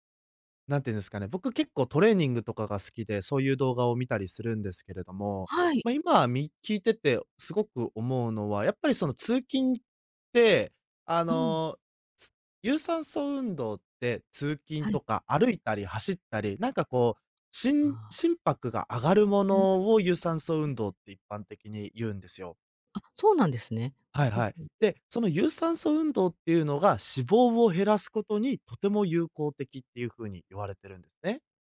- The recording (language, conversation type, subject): Japanese, advice, 筋力向上や体重減少が停滞しているのはなぜですか？
- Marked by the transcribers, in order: unintelligible speech; unintelligible speech